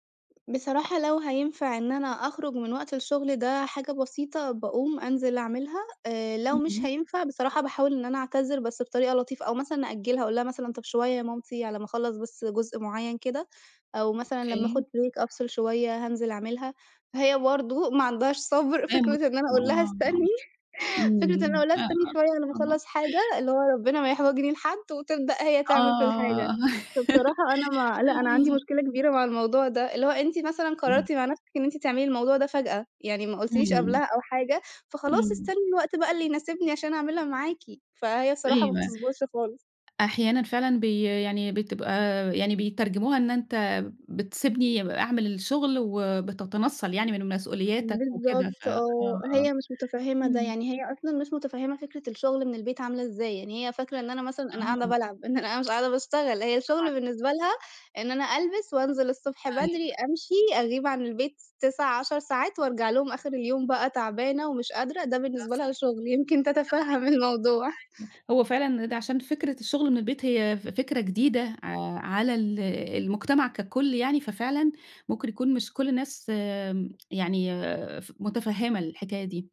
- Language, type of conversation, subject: Arabic, podcast, إزاي بتحافظوا على وقت للعيلة وسط ضغط الشغل؟
- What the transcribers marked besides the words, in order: other background noise; in English: "Break"; laughing while speaking: "فكرة إن أنا أقول لها استنِّي"; unintelligible speech; unintelligible speech; tapping; laugh; background speech; unintelligible speech